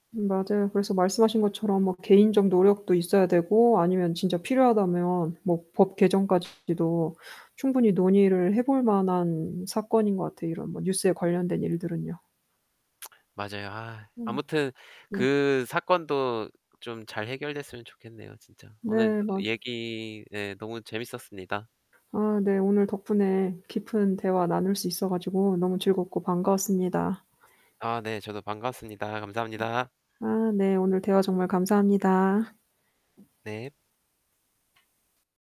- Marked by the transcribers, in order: static; other background noise; lip smack; tapping
- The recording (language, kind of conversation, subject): Korean, unstructured, 최근 뉴스 중에서 가장 기억에 남는 사건은 무엇인가요?